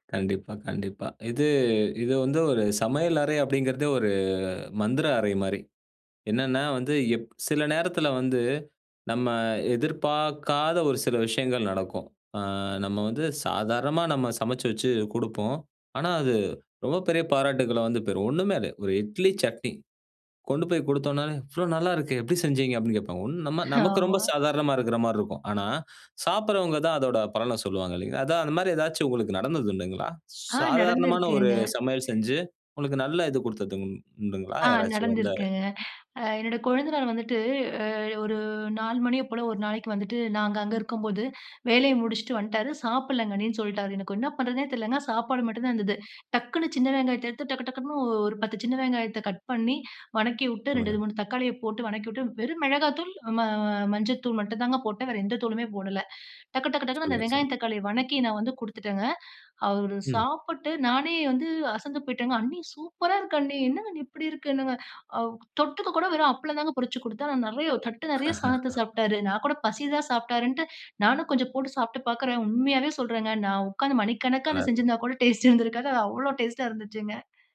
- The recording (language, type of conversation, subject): Tamil, podcast, ஒரு குடும்பம் சார்ந்த ருசியான சமையல் நினைவு அல்லது கதையைப் பகிர்ந்து சொல்ல முடியுமா?
- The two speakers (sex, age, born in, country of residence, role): female, 30-34, India, India, guest; male, 35-39, India, Finland, host
- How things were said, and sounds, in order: drawn out: "ஒரு"; other background noise; drawn out: "எதிர்பார்க்காத"; laughing while speaking: "ஆமா"; other noise; laugh; joyful: "அது அவ்வளவு டேஸ்ட்டா இருந்துச்சுங்க"